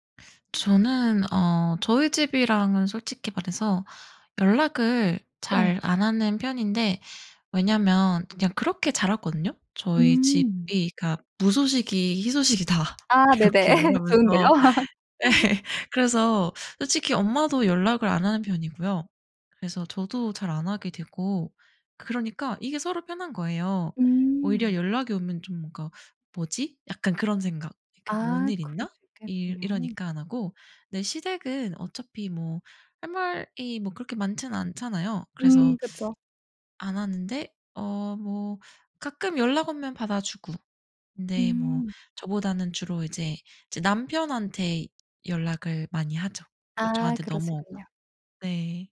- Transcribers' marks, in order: laughing while speaking: "희소식이다"; tapping; laughing while speaking: "예"; laugh
- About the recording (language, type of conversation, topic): Korean, podcast, 시댁과 처가와는 어느 정도 거리를 두는 게 좋을까요?